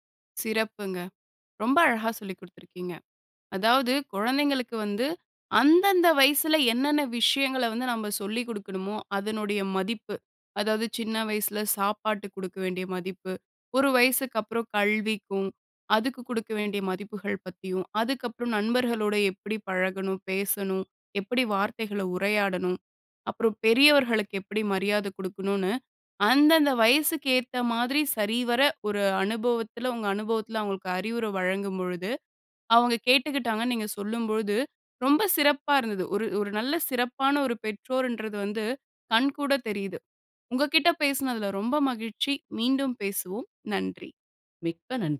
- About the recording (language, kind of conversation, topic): Tamil, podcast, பிள்ளைகளுக்கு முதலில் எந்த மதிப்புகளை கற்றுக்கொடுக்க வேண்டும்?
- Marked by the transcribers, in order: none